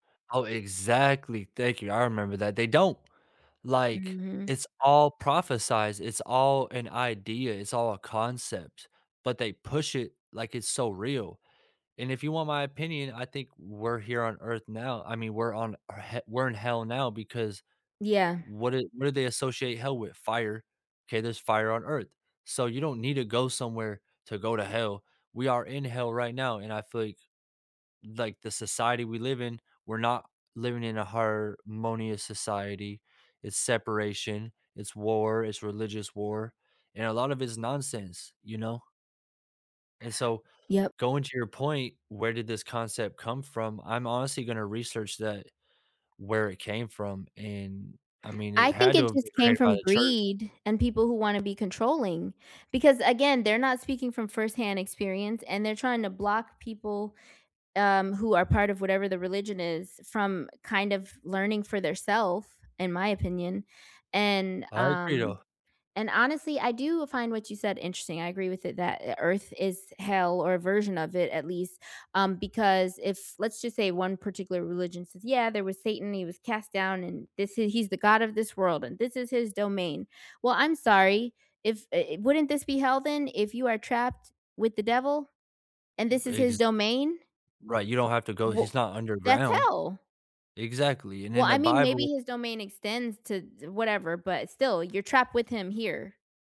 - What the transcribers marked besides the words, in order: none
- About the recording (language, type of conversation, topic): English, unstructured, Is religion a cause of more harm or good in society?
- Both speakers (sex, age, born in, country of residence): female, 40-44, United States, United States; male, 30-34, United States, United States